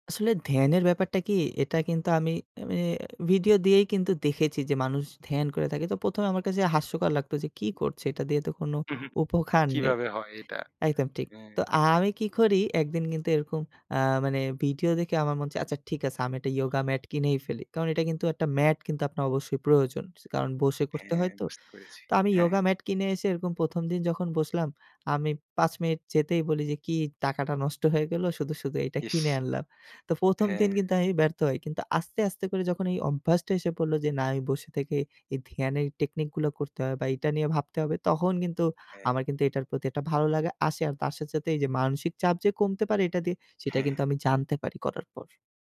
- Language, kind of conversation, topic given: Bengali, podcast, স্ট্রেসের মুহূর্তে আপনি কোন ধ্যানকৌশল ব্যবহার করেন?
- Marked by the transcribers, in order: laughing while speaking: "উপকার নেই"; in English: "yoga mat"; horn; in English: "yoga mat"; in English: "technic"